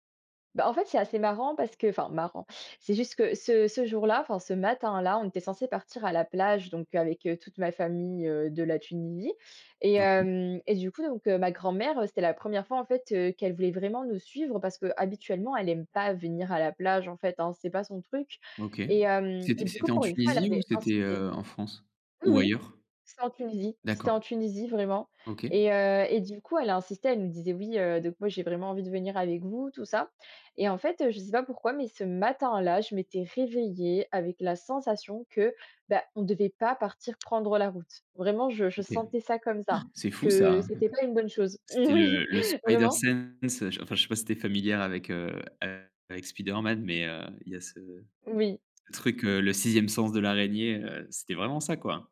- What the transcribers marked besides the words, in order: other background noise; laughing while speaking: "Oui"
- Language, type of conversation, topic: French, podcast, Quels sont tes trucs pour mieux écouter ton intuition ?